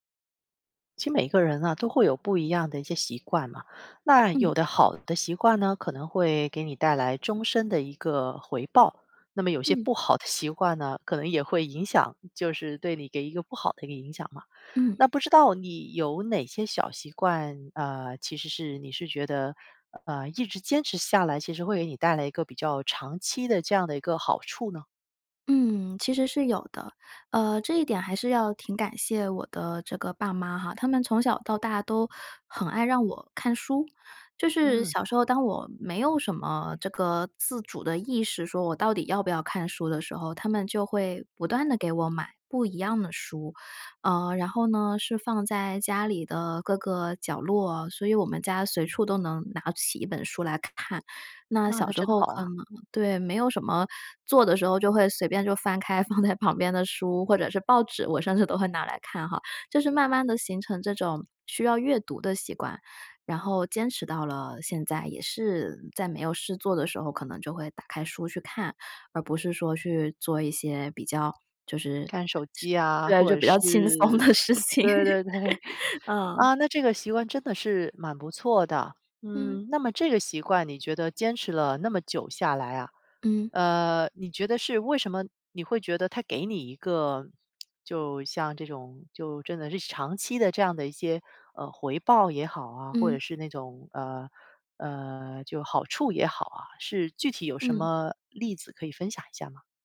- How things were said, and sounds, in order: laughing while speaking: "那么有些不好的习惯呢"; laughing while speaking: "放在旁边"; laughing while speaking: "甚至"; laughing while speaking: "轻松的事情。嗯"; chuckle; lip smack; other background noise
- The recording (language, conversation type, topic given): Chinese, podcast, 有哪些小习惯能带来长期回报？
- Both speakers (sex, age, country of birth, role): female, 30-34, China, guest; female, 45-49, China, host